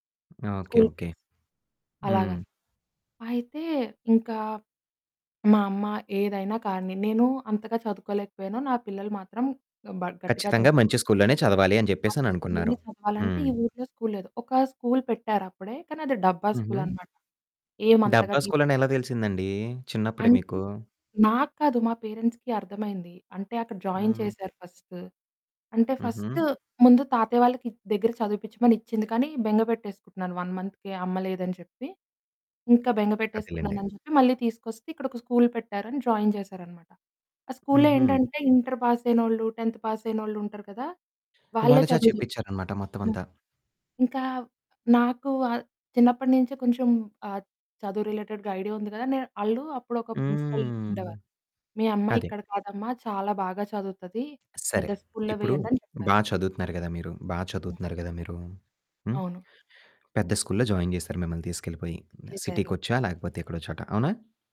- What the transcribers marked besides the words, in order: in English: "స్కూల్ ఫ్రెండ్స్"; distorted speech; tapping; static; in English: "పేరెంట్స్‌కి"; in English: "జాయిన్"; in English: "ఫస్ట్"; in English: "ఫస్ట్"; in English: "వన్ మంత్‌కే"; in English: "జాయిన్"; other background noise; in English: "పాస్"; in English: "టెన్త్ పాస్"; in English: "రిలేటెడ్‌గా ఐడియా"; in English: "ప్రిన్సిపల్"; in English: "జాయిన్"
- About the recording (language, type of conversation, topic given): Telugu, podcast, మీ కుటుంబం మీ గుర్తింపును ఎలా చూస్తుంది?
- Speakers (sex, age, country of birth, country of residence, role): female, 20-24, India, India, guest; male, 25-29, India, Finland, host